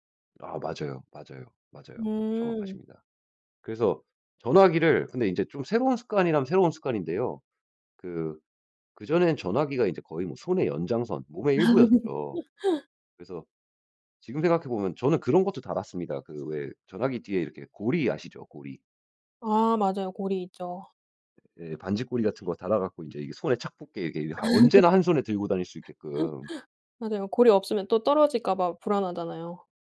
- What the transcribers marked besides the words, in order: laugh; other background noise; tapping; laugh
- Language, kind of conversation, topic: Korean, podcast, 화면 시간을 줄이려면 어떤 방법을 추천하시나요?